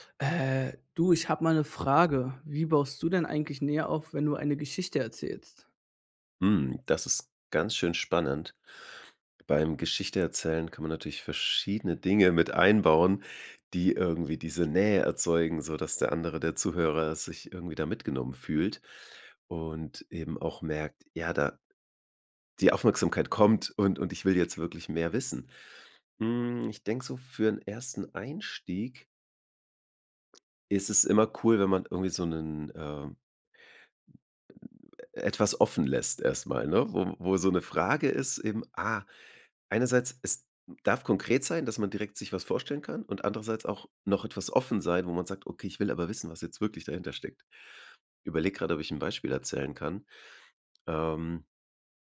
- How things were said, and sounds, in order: drawn out: "Äh"; other noise
- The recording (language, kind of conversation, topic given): German, podcast, Wie baust du Nähe auf, wenn du eine Geschichte erzählst?
- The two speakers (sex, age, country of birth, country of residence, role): male, 20-24, Germany, Germany, host; male, 35-39, Germany, Germany, guest